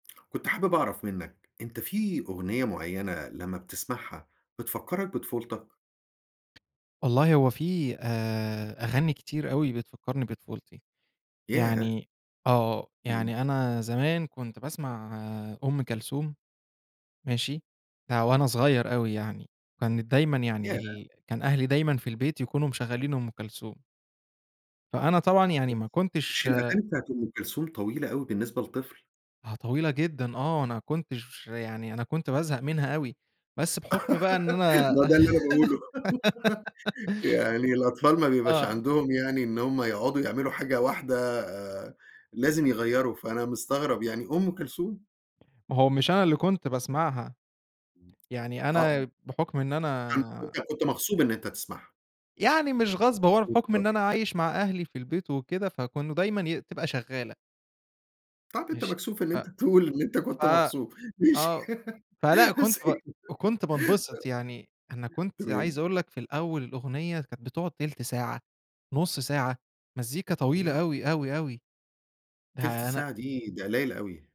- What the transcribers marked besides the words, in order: tapping; other background noise; in English: "yes"; giggle; laughing while speaking: "ما هو ده اللي أنا باقوله"; giggle; other noise; "فكانوا" said as "فكونوا"; laughing while speaking: "إن أنت تقول إن أنت كنت مغصوب. ماشي"; giggle
- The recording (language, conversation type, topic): Arabic, podcast, إيه الأغنية اللي بتفكّرك بطفولتك؟